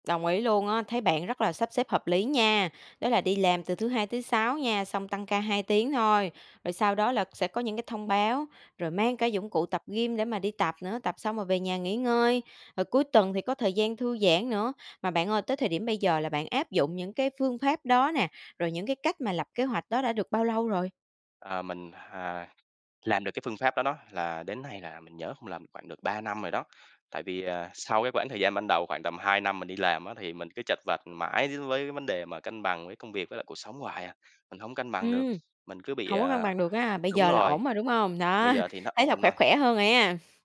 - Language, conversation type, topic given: Vietnamese, podcast, Làm thế nào để giữ cân bằng giữa công việc và cuộc sống?
- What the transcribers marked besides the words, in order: other background noise; tapping; laughing while speaking: "Đó"